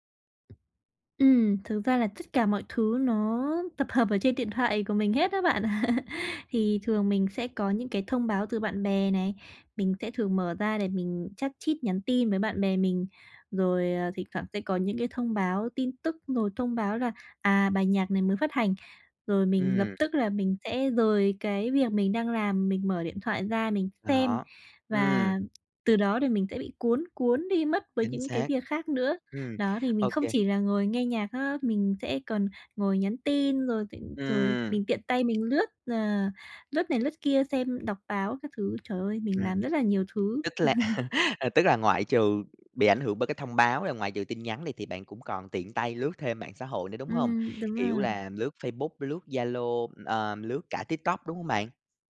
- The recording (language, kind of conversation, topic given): Vietnamese, advice, Làm thế nào để duy trì sự tập trung lâu hơn khi học hoặc làm việc?
- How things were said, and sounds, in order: other background noise; tapping; chuckle; laugh; chuckle